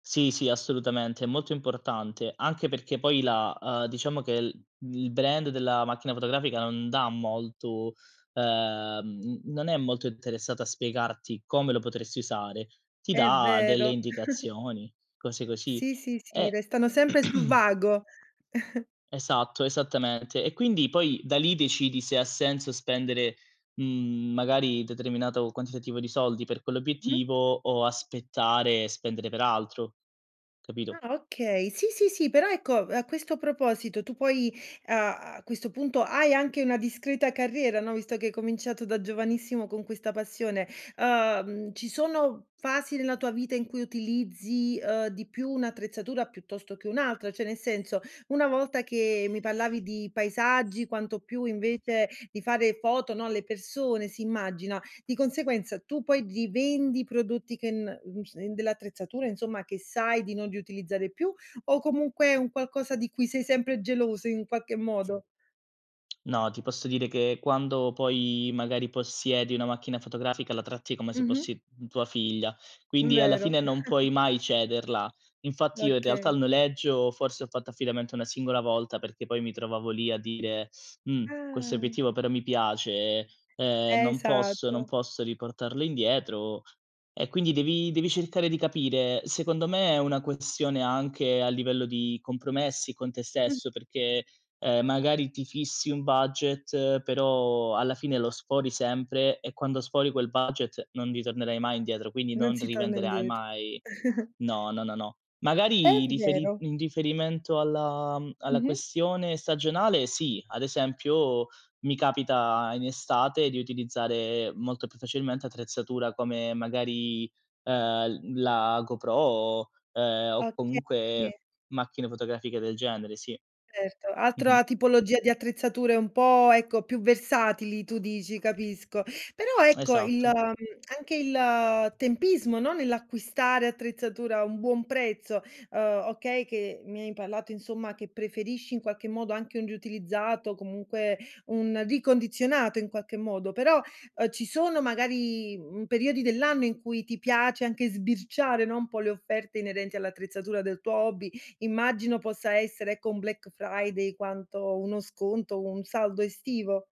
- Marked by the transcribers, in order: in English: "brand"; chuckle; throat clearing; other background noise; chuckle; door; tapping; chuckle; drawn out: "Ah"; chuckle; "sì" said as "tì"; tongue click
- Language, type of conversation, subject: Italian, podcast, Come scegliere l’attrezzatura giusta senza spendere troppo?